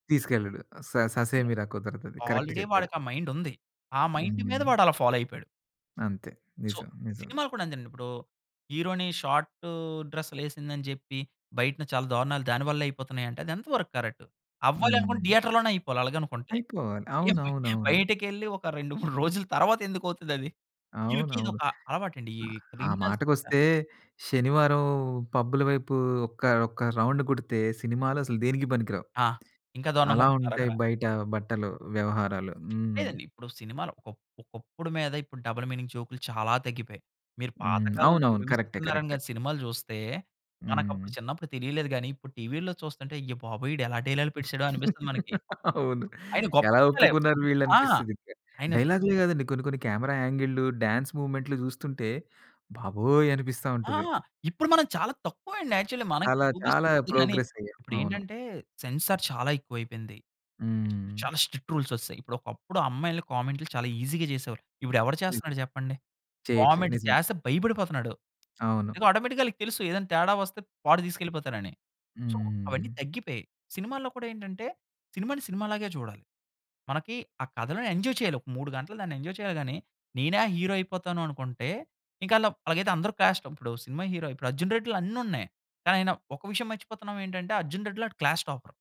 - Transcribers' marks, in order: other noise; in English: "ఆల్రెడీ"; in English: "కరెక్ట్"; in English: "మైండ్"; in English: "మైండ్"; in English: "ఫాలో"; in English: "సో"; in English: "హీరోయిని షార్ట్"; in English: "కరెక్ట్?"; tapping; in English: "థియేటర్‌లోనే"; laughing while speaking: "ఏం బ బయటికెళ్ళి ఒక రెండు మూడు రోజుల"; in English: "క్రిమినల్స్"; in English: "రౌండ్"; in English: "డబుల్ మీనింగ్"; laugh; in English: "యాక్చువల్లీ"; in English: "ప్రోగ్రెస్"; in English: "సెన్సార్"; in English: "స్ట్రిక్ట్ రూల్స్"; in English: "ఈజీగా"; in English: "కామెంట్"; in English: "ఆటోమేటిక్‌గా"; other background noise; in English: "సో"; in English: "ఎంజాయ్"; in English: "ఎంజాయ్"; in English: "హీరో"; in English: "క్లాస్"; in English: "హీరో"; in English: "క్లాస్ టాపర్"
- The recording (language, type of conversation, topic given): Telugu, podcast, సినిమాలు ఆచారాలను ప్రశ్నిస్తాయా, లేక వాటిని స్థిరపరుస్తాయా?